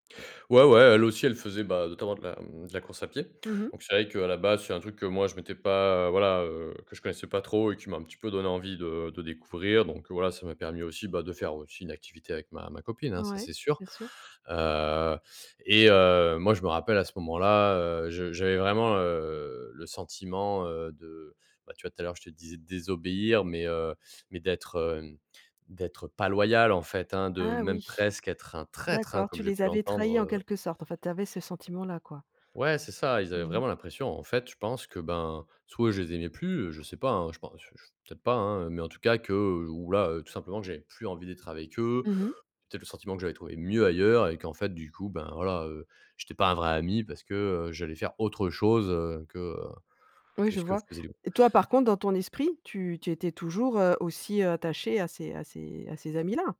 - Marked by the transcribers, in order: stressed: "traître"; tapping
- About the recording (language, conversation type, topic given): French, podcast, Comment gères-tu les personnes qui résistent à ton projet de changement ?